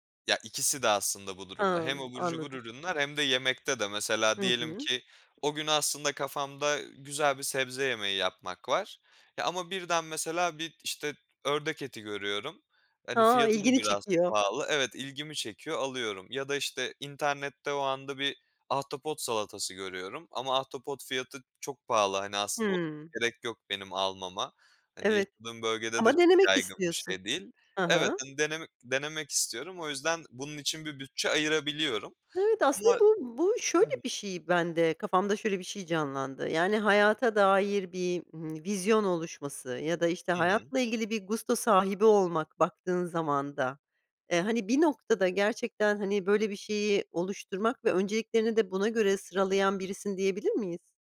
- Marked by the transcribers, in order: other background noise
- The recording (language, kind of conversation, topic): Turkish, podcast, Para harcarken önceliklerini nasıl belirlersin?